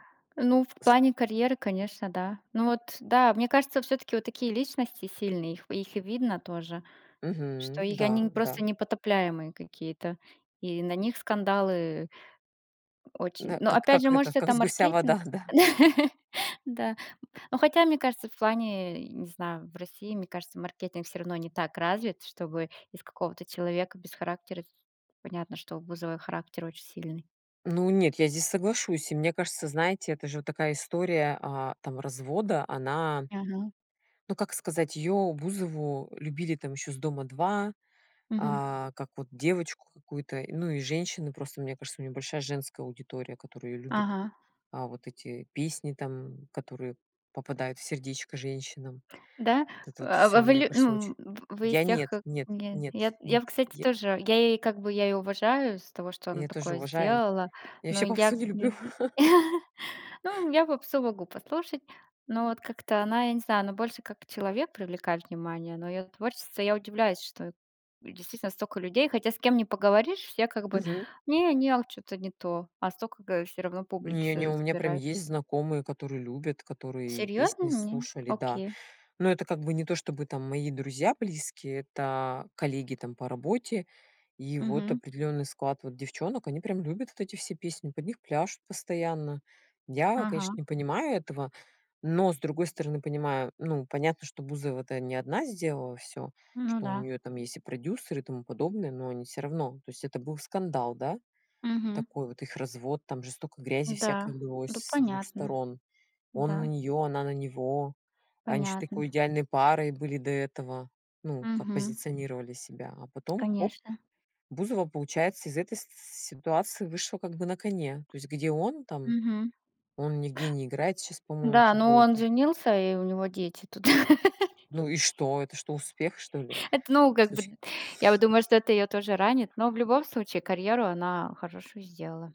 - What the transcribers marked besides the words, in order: laugh; laughing while speaking: "да?"; laughing while speaking: "вообще попсу не люблю"; laugh; tapping; laughing while speaking: "туда"; laugh
- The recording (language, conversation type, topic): Russian, unstructured, Почему звёзды шоу-бизнеса так часто оказываются в скандалах?